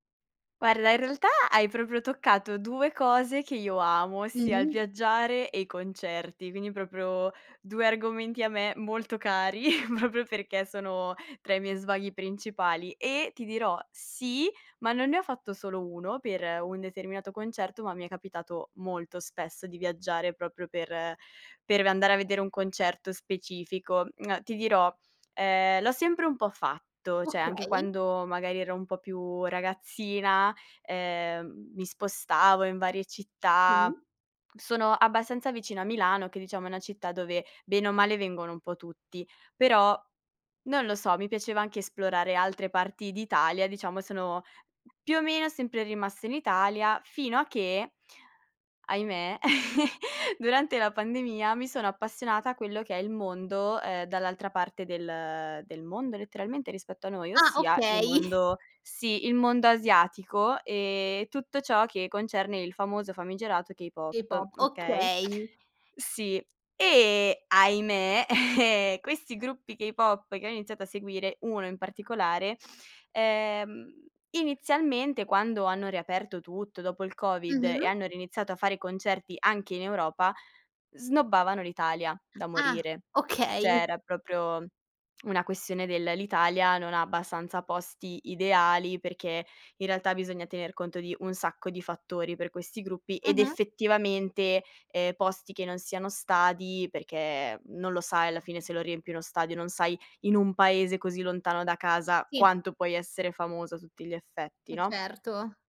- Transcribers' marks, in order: tapping; laughing while speaking: "cari"; other background noise; chuckle; drawn out: "e"; chuckle; drawn out: "ehm"; "Cioè" said as "ceh"
- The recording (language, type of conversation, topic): Italian, podcast, Hai mai fatto un viaggio solo per un concerto?